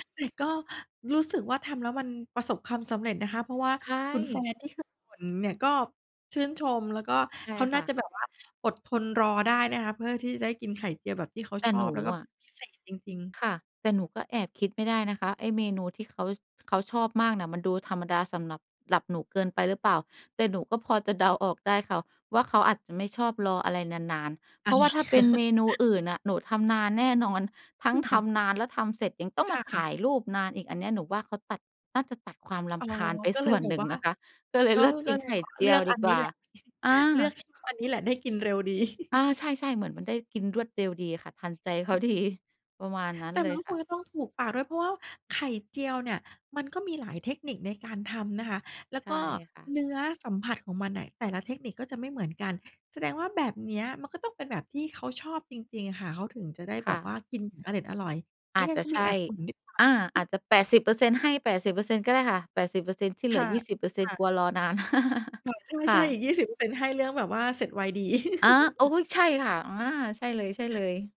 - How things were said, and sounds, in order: laughing while speaking: "อา"; chuckle; laughing while speaking: "ค่ะ"; chuckle; chuckle; chuckle; chuckle; chuckle
- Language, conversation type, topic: Thai, podcast, สำหรับคุณ การทำอาหารหรือขนมถือเป็นงานศิลปะไหม?